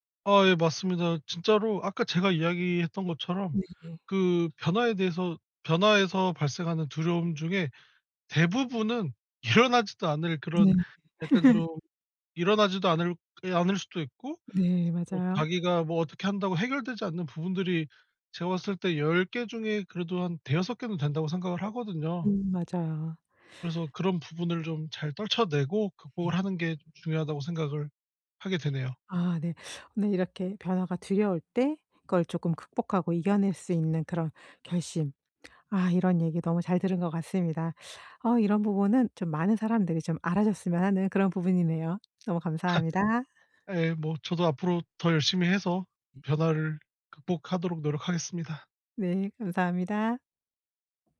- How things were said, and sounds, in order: laughing while speaking: "일어나지도"; laugh; other background noise; laugh
- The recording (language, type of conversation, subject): Korean, podcast, 변화가 두려울 때 어떻게 결심하나요?